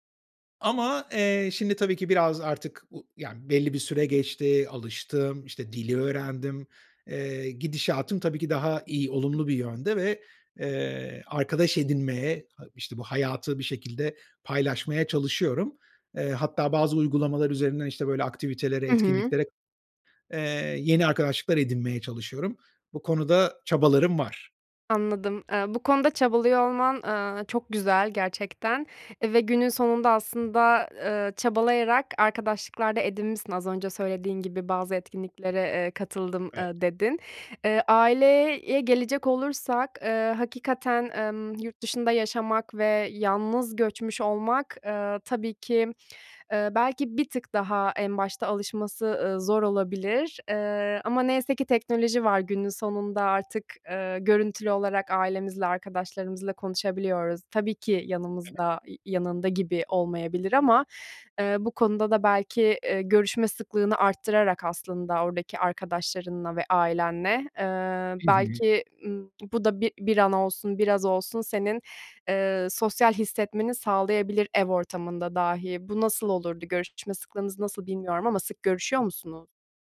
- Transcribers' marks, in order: other background noise; tapping; unintelligible speech
- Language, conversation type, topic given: Turkish, advice, Sosyal hayat ile yalnızlık arasında denge kurmakta neden zorlanıyorum?